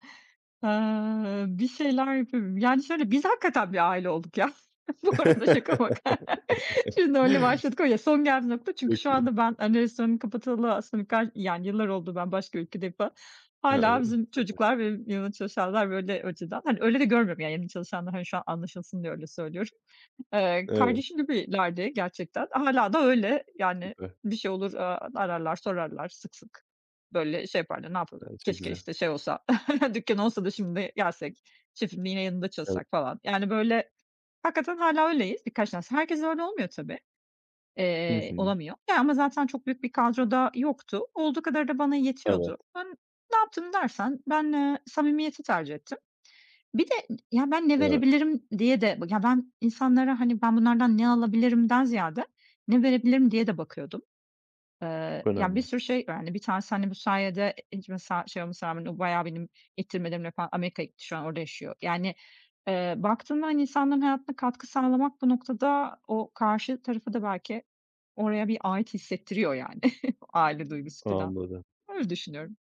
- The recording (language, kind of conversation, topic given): Turkish, podcast, İnsanların kendilerini ait hissetmesini sence ne sağlar?
- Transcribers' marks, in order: laughing while speaking: "Bu arada şaka maka. Şimdi öyle başladık"; laugh; chuckle; chuckle